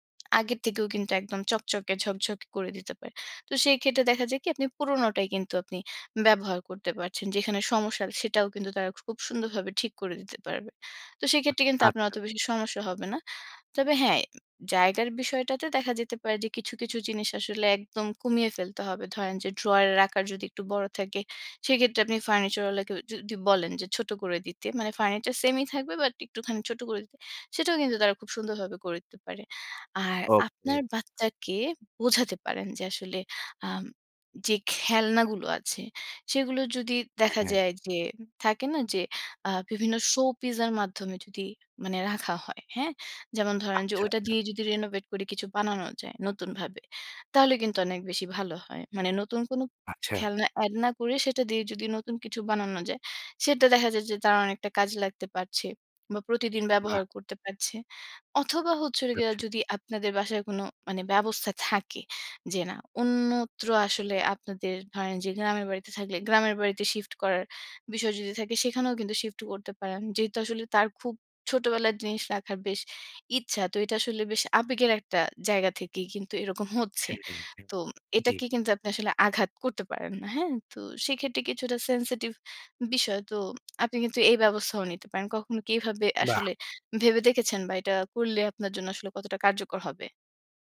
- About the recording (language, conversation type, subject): Bengali, advice, বাড়িতে জিনিসপত্র জমে গেলে আপনি কীভাবে অস্থিরতা অনুভব করেন?
- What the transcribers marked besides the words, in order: tapping; "শো-পিসের" said as "পিজের"; in English: "renovate"; other noise; other background noise; "তো" said as "তোম"